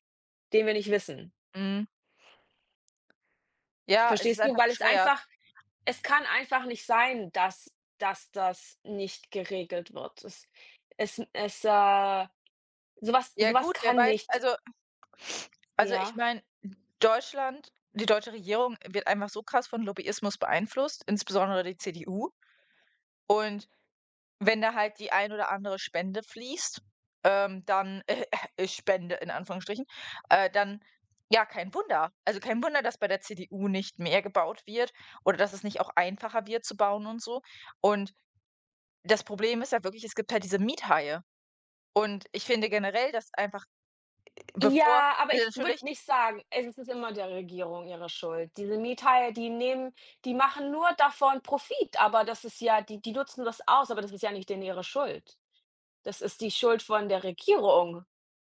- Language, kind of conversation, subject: German, unstructured, Was denkst du über soziale Ungerechtigkeit in unserer Gesellschaft?
- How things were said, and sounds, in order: other background noise; other noise